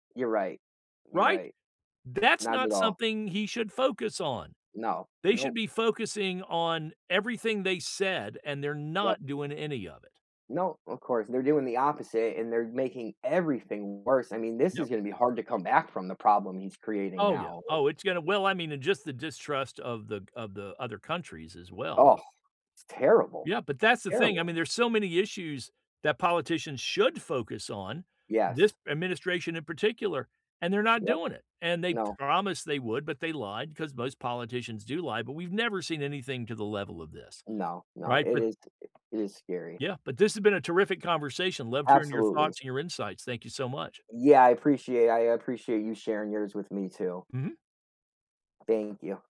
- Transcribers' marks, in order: stressed: "not"; stressed: "everything worse"; disgusted: "Oh"; tapping; other background noise
- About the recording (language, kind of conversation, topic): English, unstructured, What issues should politicians focus on?
- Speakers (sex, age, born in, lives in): male, 45-49, United States, United States; male, 65-69, United States, United States